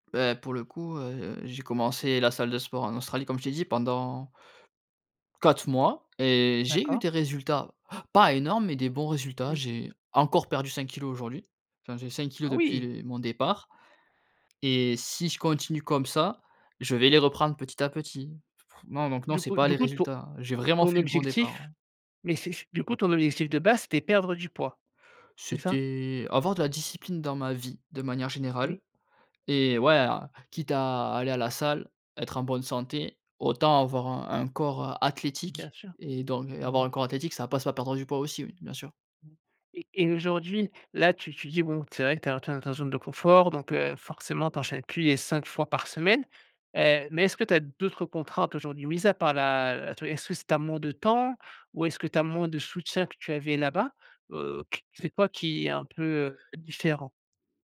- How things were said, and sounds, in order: surprised: "oui !"; other background noise; tapping
- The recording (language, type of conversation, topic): French, advice, Comment expliquer que vous ayez perdu votre motivation après un bon départ ?